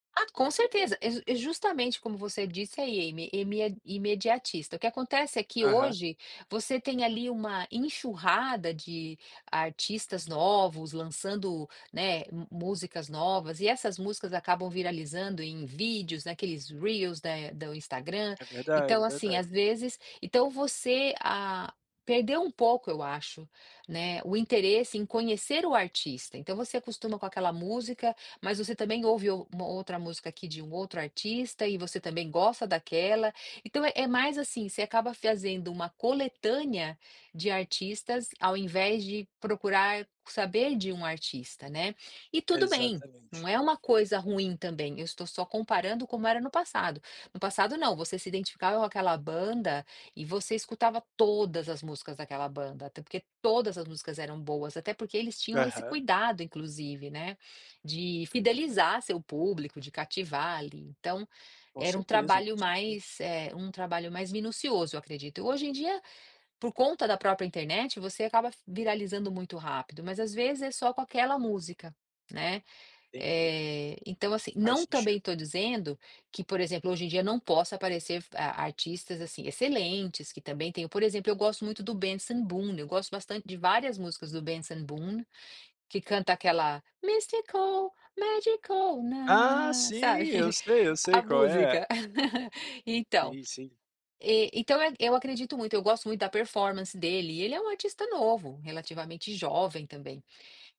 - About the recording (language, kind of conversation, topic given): Portuguese, podcast, Qual é o álbum que mais marcou você?
- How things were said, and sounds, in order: put-on voice: "reels"; singing: "mistical, magical nana"; in English: "mistical, magical"; laugh